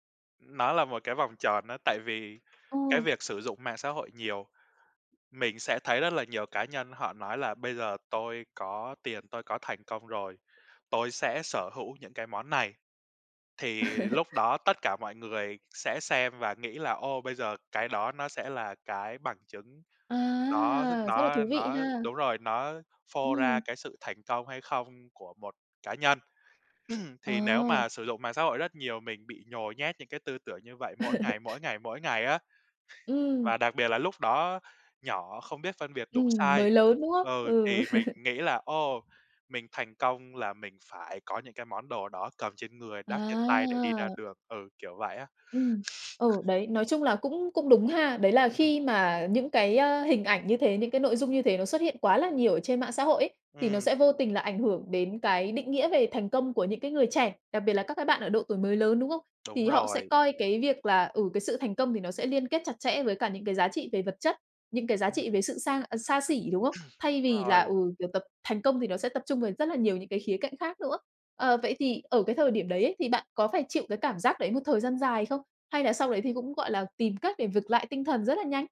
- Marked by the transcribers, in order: tapping; laugh; throat clearing; laugh; other noise; laugh; other background noise; throat clearing
- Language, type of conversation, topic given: Vietnamese, podcast, Lướt bảng tin quá nhiều có ảnh hưởng đến cảm giác giá trị bản thân không?